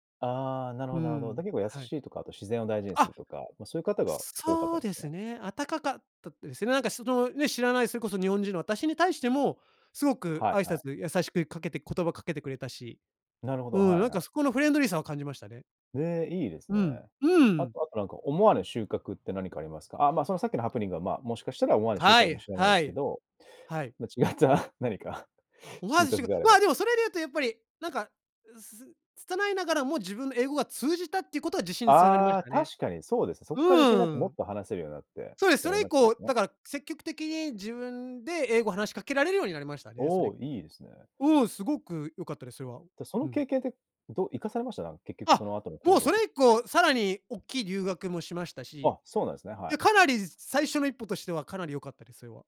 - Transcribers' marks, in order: joyful: "あ"; joyful: "はい、はい"; laughing while speaking: "違った何か"; joyful: "ま、でもそれで言うとやっぱり"; joyful: "そうです。それ以降"; joyful: "あ、もうそれ以降さらに"; joyful: "かなり"
- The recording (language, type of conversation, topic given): Japanese, podcast, 好奇心に導かれて訪れた場所について、どんな体験をしましたか？